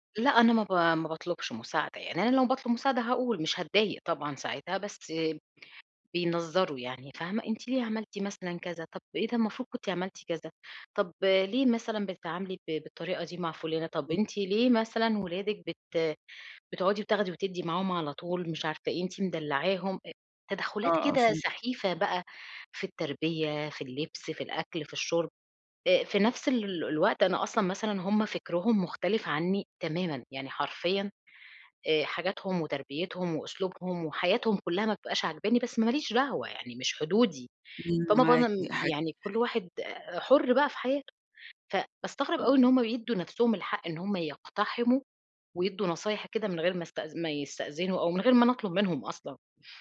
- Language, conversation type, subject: Arabic, advice, إزاي أحط حدود بذوق لما حد يديني نصايح من غير ما أطلب؟
- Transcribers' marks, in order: unintelligible speech